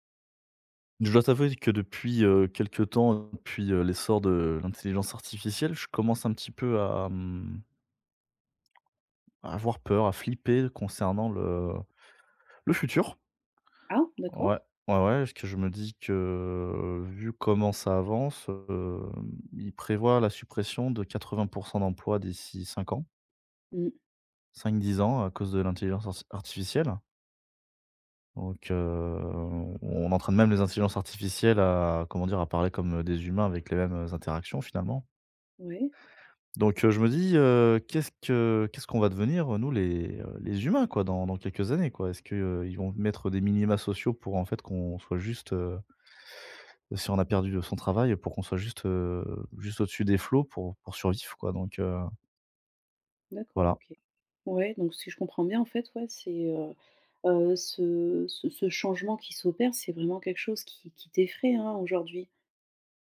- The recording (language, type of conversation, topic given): French, advice, Comment puis-je vivre avec ce sentiment d’insécurité face à l’inconnu ?
- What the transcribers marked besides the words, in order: other background noise; drawn out: "que"